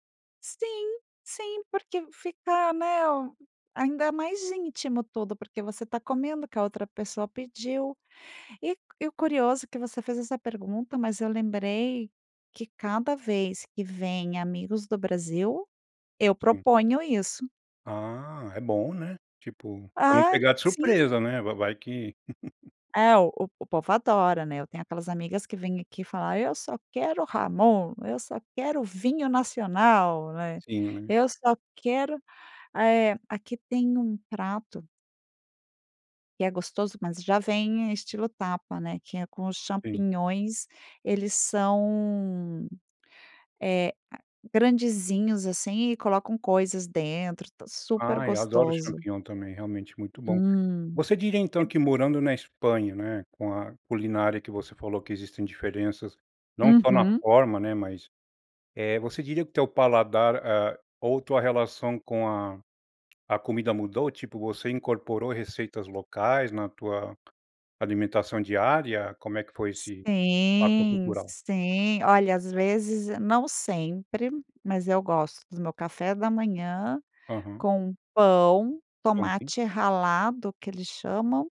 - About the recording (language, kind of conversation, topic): Portuguese, podcast, Como a comida influenciou sua adaptação cultural?
- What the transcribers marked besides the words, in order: laugh